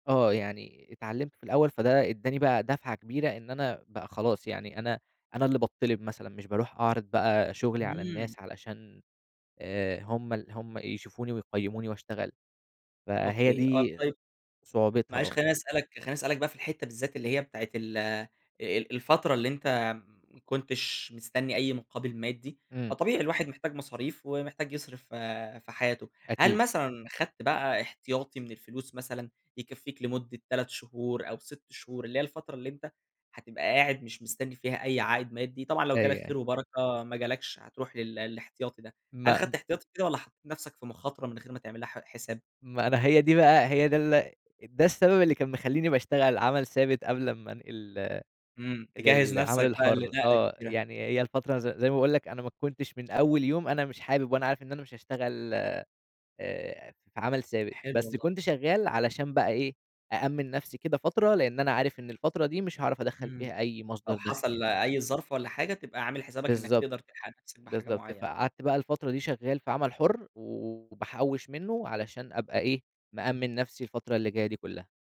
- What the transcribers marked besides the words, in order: tapping
- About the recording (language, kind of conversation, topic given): Arabic, podcast, إنت شايف الشغل الحر أحسن ولا الشغل في وظيفة ثابتة؟